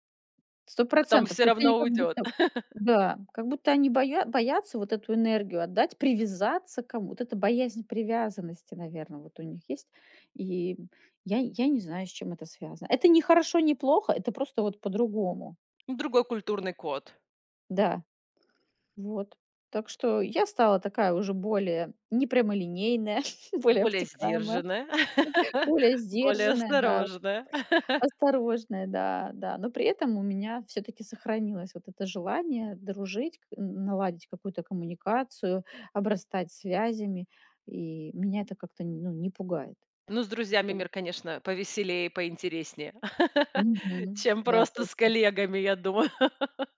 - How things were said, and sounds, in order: other background noise; tapping; chuckle; chuckle; laugh; laugh; laugh; laugh
- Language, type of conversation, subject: Russian, podcast, Как миграция или переезды повлияли на вашу идентичность?